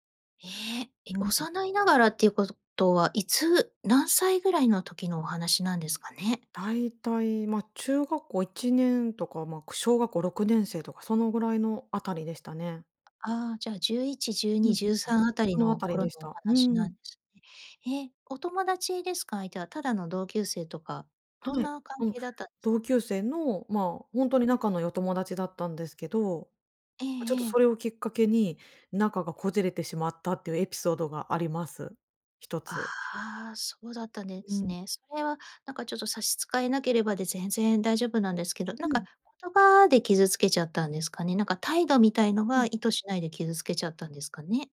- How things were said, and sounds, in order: tapping; "良い" said as "よ"
- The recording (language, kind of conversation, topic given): Japanese, podcast, 意図せず相手を傷つけてしまったとき、どのようにフォローすればよいですか？